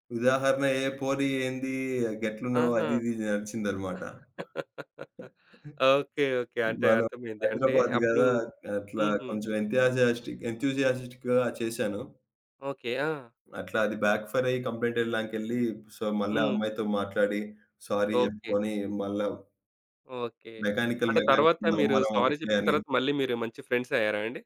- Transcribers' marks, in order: chuckle; other background noise; in English: "ఎంథూసియాస్టిక్"; in English: "బ్యాక్ ఫైర్"; in English: "కంప్లెయింట్"; in English: "సో"; in English: "సారీ"; in English: "మెకానికల్ మెకానికల్"; in English: "సారీ"; in English: "ఫ్రెండ్స్"
- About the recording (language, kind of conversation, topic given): Telugu, podcast, సరదాగా చెప్పిన హాస్యం ఎందుకు తప్పుగా అర్థమై ఎవరికైనా అవమానంగా అనిపించేస్తుంది?